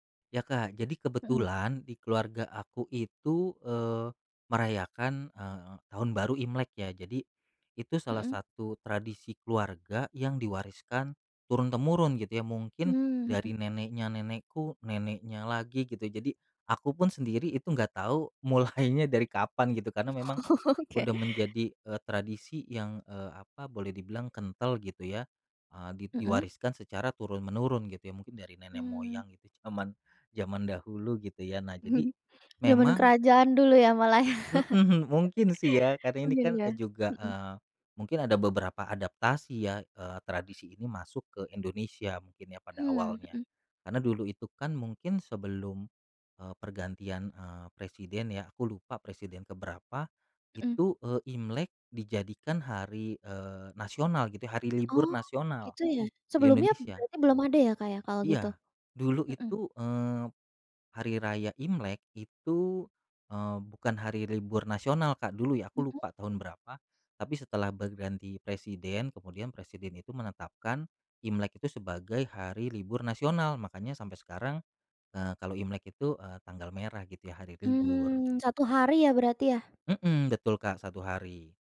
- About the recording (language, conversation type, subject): Indonesian, podcast, Apa tradisi keluarga yang diwariskan turun-temurun di keluargamu, dan bagaimana cerita asal-usulnya?
- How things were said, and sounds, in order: laughing while speaking: "mulainya"; chuckle; laughing while speaking: "Oke"; chuckle; laughing while speaking: "malah ya"; chuckle; other background noise